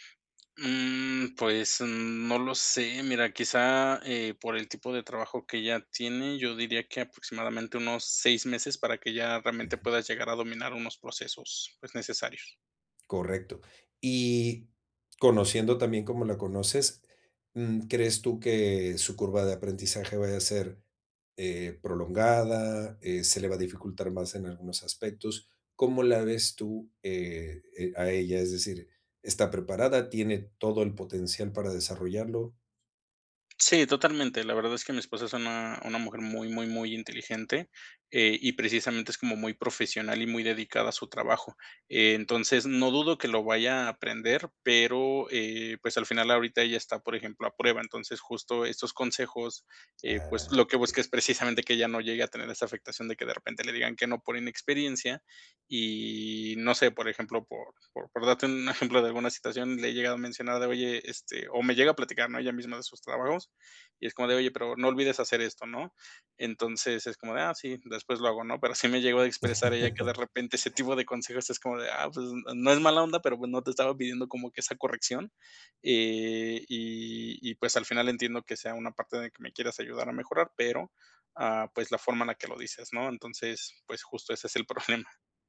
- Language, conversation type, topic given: Spanish, advice, ¿Cómo puedo equilibrar de manera efectiva los elogios y las críticas?
- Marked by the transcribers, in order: laughing while speaking: "sí"; chuckle; laughing while speaking: "problema"